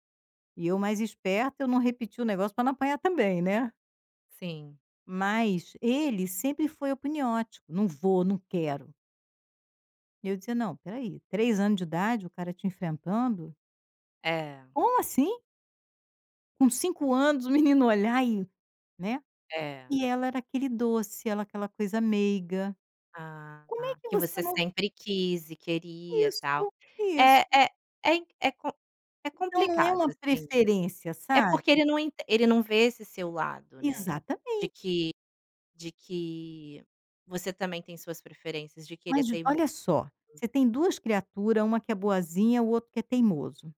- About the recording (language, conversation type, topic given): Portuguese, advice, Como você descreveria um conflito entre irmãos causado por um favoritismo percebido?
- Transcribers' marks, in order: other background noise